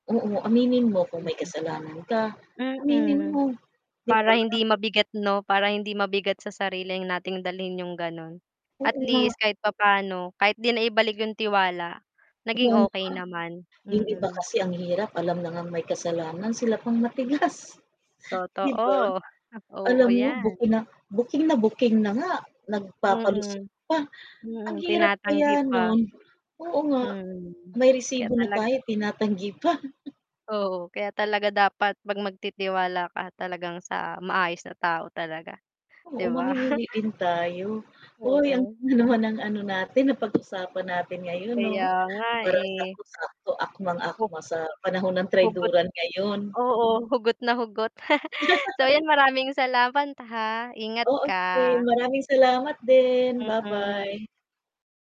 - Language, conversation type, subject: Filipino, unstructured, Ano ang epekto ng pagtitiwala sa ating mga relasyon?
- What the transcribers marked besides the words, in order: mechanical hum; static; chuckle; scoff; chuckle; chuckle; unintelligible speech; tapping; chuckle